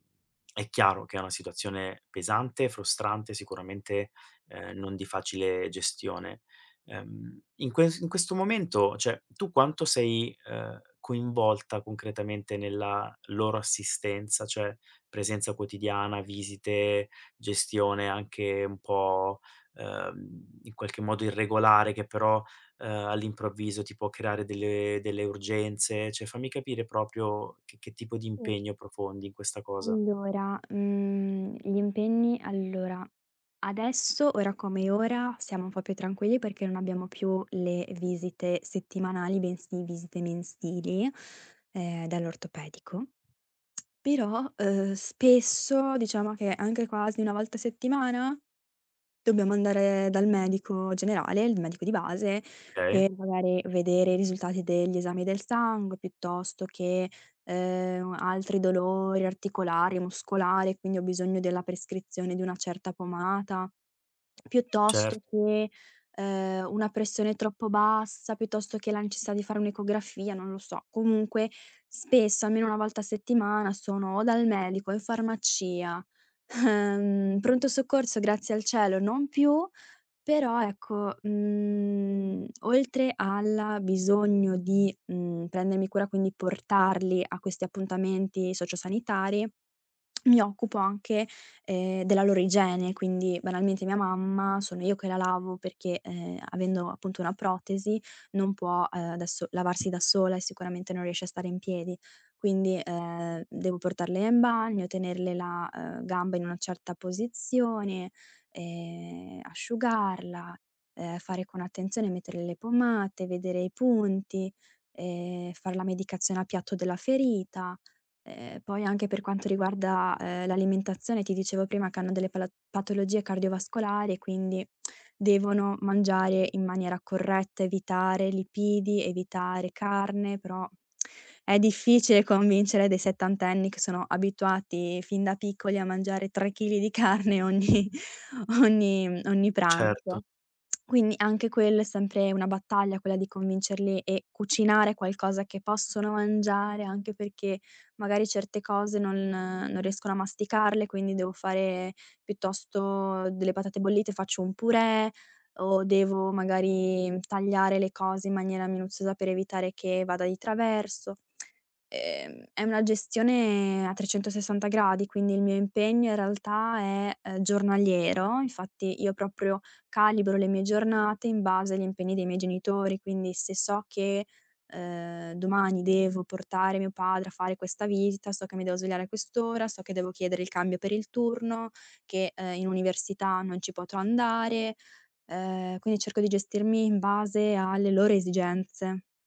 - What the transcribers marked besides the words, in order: tapping; "cioè" said as "ceh"; "proprio" said as "propio"; "Okay" said as "kay"; other background noise; "necessità" said as "necessà"; scoff; drawn out: "mhmm"; drawn out: "e"; tongue click; tongue click; laughing while speaking: "carne ogni ogni"; "perché" said as "peché"; drawn out: "magari"
- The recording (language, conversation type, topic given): Italian, advice, Come ti stanno influenzando le responsabilità crescenti nel prenderti cura dei tuoi genitori anziani malati?